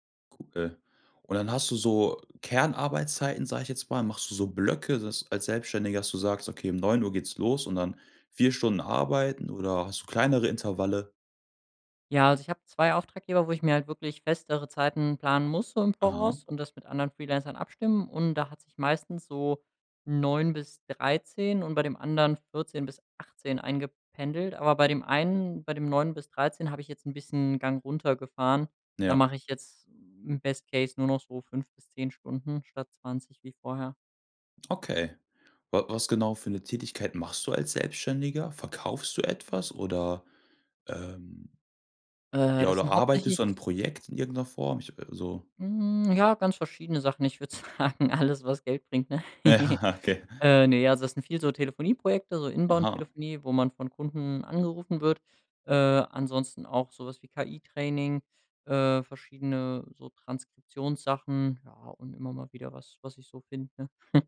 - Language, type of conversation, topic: German, podcast, Was hilft dir, zu Hause wirklich produktiv zu bleiben?
- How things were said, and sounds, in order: unintelligible speech; in English: "Best Case"; laughing while speaking: "sagen, alles, was Geld bringt, ne"; laugh; chuckle; chuckle